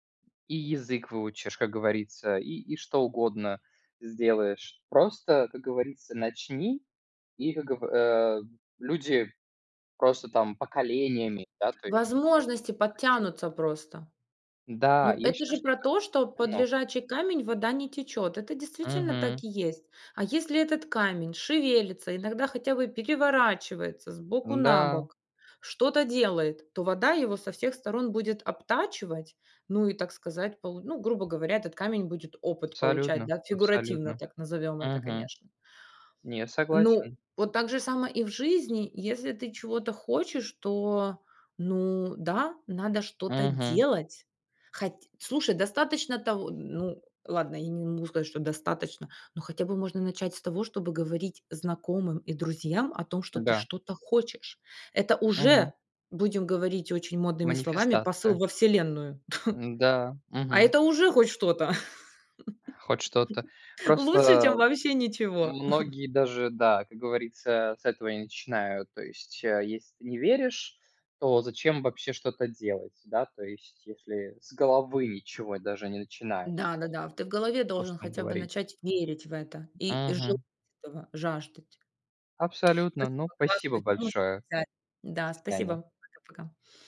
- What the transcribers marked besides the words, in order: tapping; chuckle; laugh; chuckle; other background noise
- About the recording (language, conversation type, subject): Russian, unstructured, Что мешает людям менять свою жизнь к лучшему?